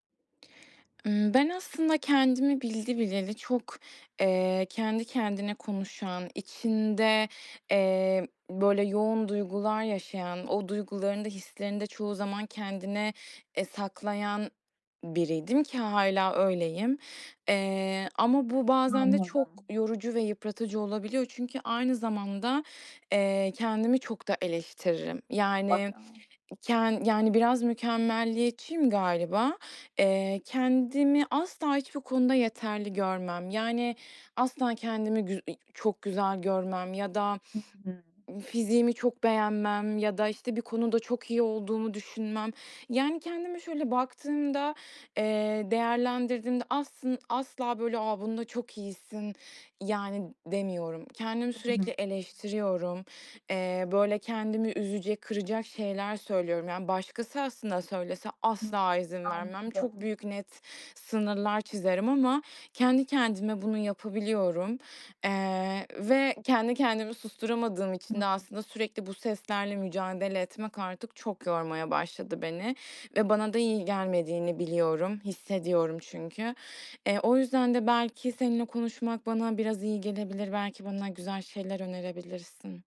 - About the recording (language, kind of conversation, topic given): Turkish, advice, Kendime sürekli sert ve yıkıcı şeyler söylemeyi nasıl durdurabilirim?
- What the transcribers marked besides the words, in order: other background noise; unintelligible speech; other noise